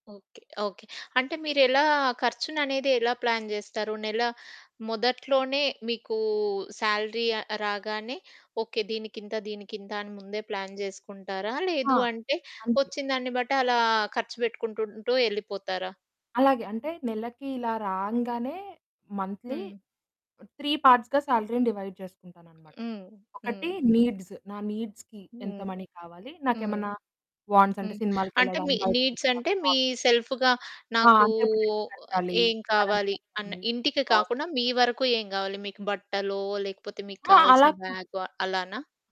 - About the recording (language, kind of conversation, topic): Telugu, podcast, మీరు ఇంటి ఖర్చులను ఎలా ప్రణాళిక చేసుకుంటారు?
- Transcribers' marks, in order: in English: "ప్లాన్"; in English: "శాలరీ"; in English: "ప్లాన్"; in English: "మంథ్లీ"; in English: "త్రీ పార్ట్స్‌గా శాలరీని డివైడ్"; in English: "నీడ్స్"; in English: "నీడ్స్‌కి"; in English: "మనీ"; in English: "రెంట్"